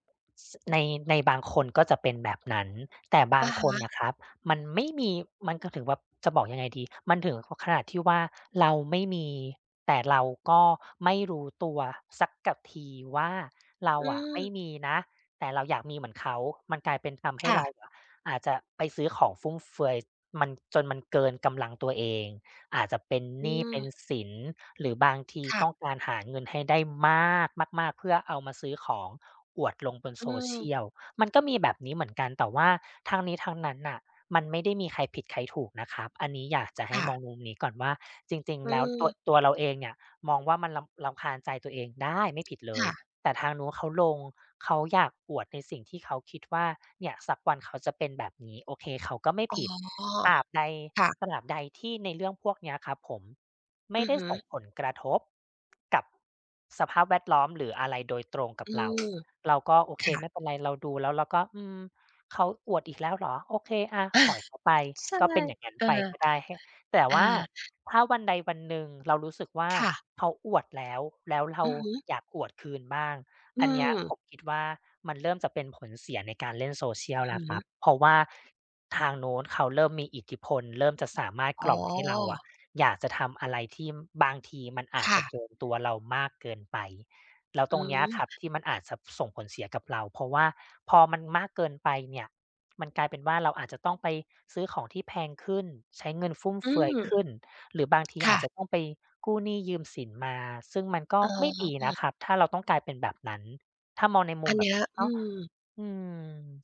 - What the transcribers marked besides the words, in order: other background noise; drawn out: "มาก"; tapping; drawn out: "ได้"; drawn out: "อ๋อ"; laugh
- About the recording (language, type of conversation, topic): Thai, advice, คุณรู้สึกอย่างไรเมื่อถูกโซเชียลมีเดียกดดันให้ต้องแสดงว่าชีวิตสมบูรณ์แบบ?